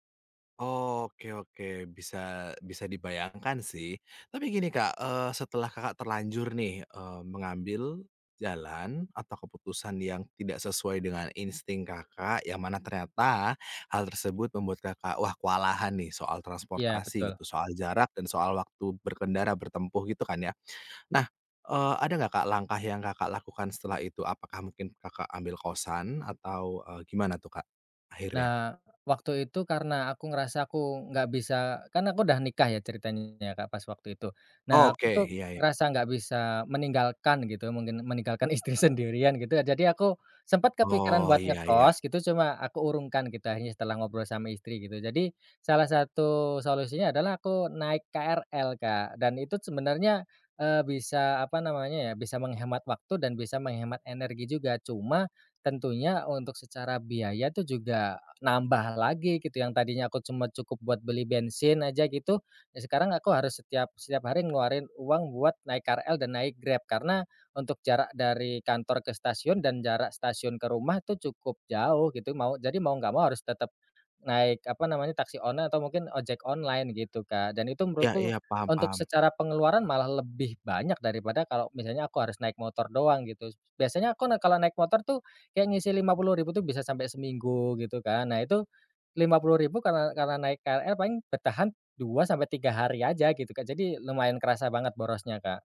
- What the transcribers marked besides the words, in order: laughing while speaking: "istri sendirian"
- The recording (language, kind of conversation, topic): Indonesian, podcast, Pernah nggak kamu mengikuti kata hati saat memilih jalan hidup, dan kenapa?